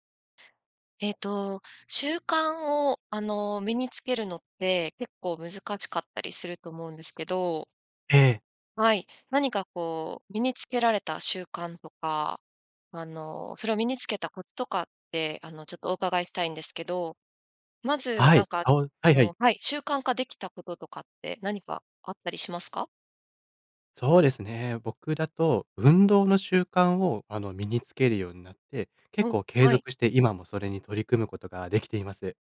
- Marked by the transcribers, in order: none
- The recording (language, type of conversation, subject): Japanese, podcast, 習慣を身につけるコツは何ですか？